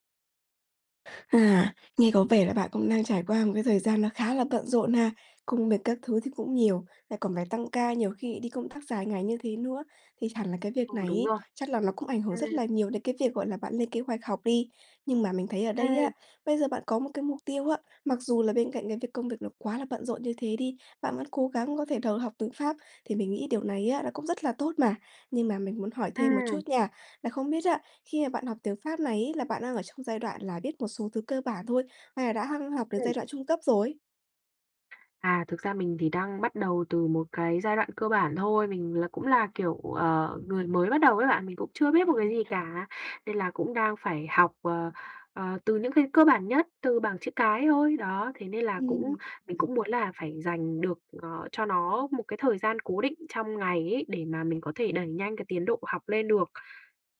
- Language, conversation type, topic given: Vietnamese, advice, Làm sao tôi có thể linh hoạt điều chỉnh kế hoạch khi mục tiêu thay đổi?
- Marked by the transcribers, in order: other background noise; tapping; unintelligible speech